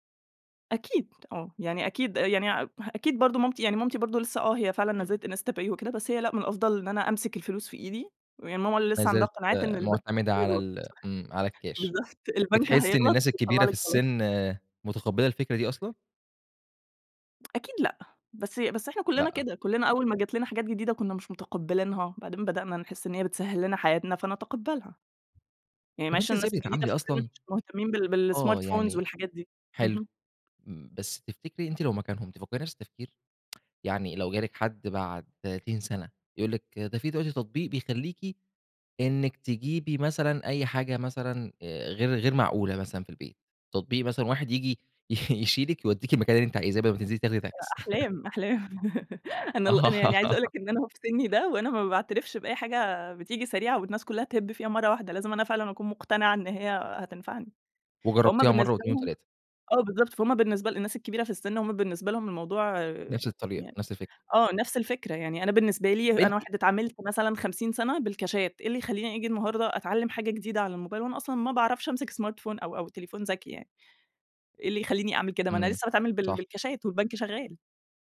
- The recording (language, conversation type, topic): Arabic, podcast, إيه رأيك في الدفع الإلكتروني بدل الكاش؟
- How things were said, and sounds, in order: laughing while speaking: "بالضبط"; tapping; in English: "بالsmartphones"; tsk; laughing while speaking: "يشيلِك"; laugh; laughing while speaking: "آه"; in English: "smartphone"